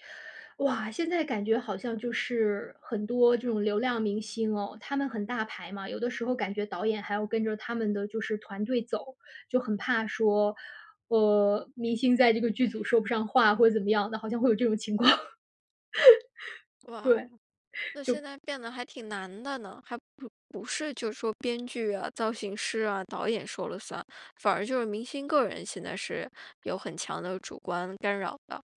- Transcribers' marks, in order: laughing while speaking: "况"; laugh
- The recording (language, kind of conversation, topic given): Chinese, podcast, 你对哪部电影或电视剧的造型印象最深刻？